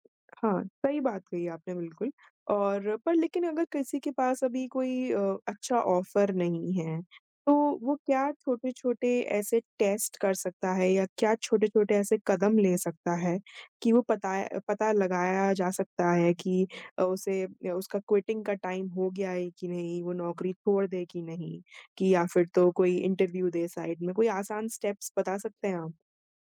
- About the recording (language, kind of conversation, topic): Hindi, podcast, नौकरी छोड़ने का सही समय आप कैसे पहचानते हैं?
- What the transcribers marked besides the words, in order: tapping; in English: "ऑफ़र"; in English: "टेस्ट"; in English: "क्विटिंग"; in English: "टाइम"; in English: "इंटरव्यू"; in English: "साइड"; in English: "स्टेप्स"